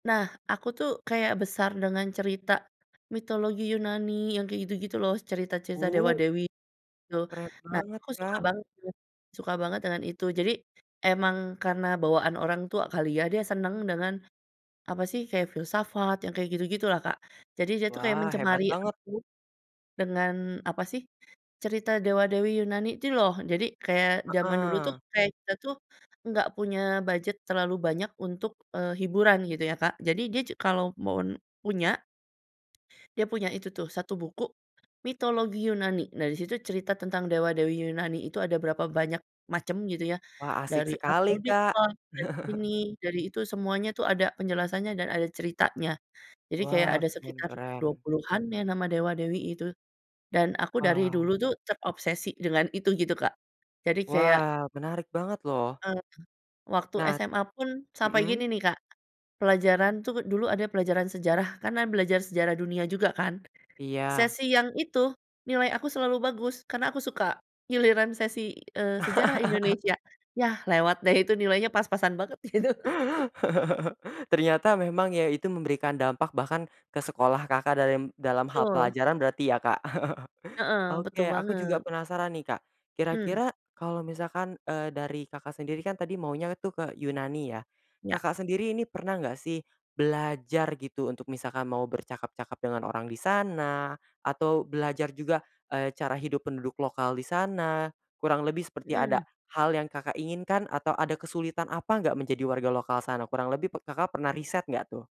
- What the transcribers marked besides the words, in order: tapping; chuckle; laugh; laugh; laughing while speaking: "gitu"; other background noise; laugh
- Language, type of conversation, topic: Indonesian, podcast, Adakah destinasi yang pernah mengajarkan kamu pelajaran hidup penting, dan destinasi apa itu?